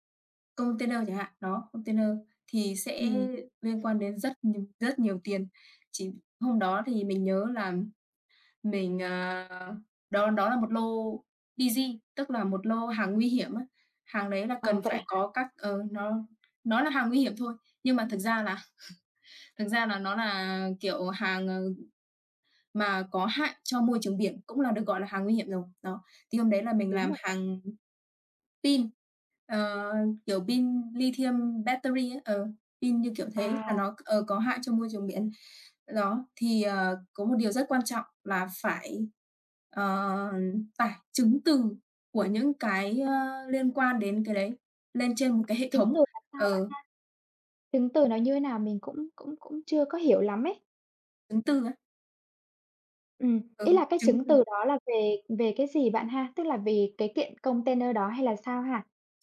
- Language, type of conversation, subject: Vietnamese, unstructured, Bạn đã học được bài học quý giá nào từ một thất bại mà bạn từng trải qua?
- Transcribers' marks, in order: tapping; in English: "D-G"; laugh; in English: "lithium battery"; other background noise